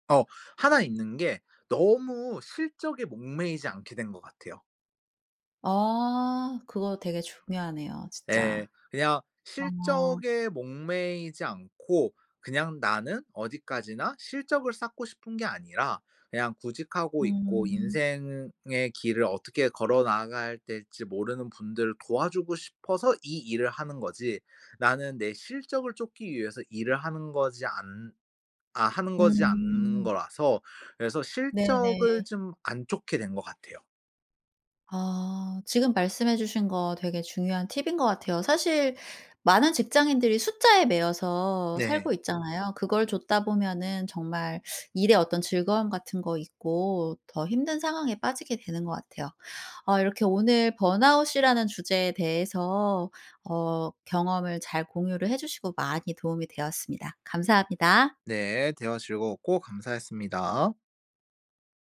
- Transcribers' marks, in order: other background noise; tapping; background speech
- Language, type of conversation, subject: Korean, podcast, 번아웃을 겪은 뒤 업무에 복귀할 때 도움이 되는 팁이 있을까요?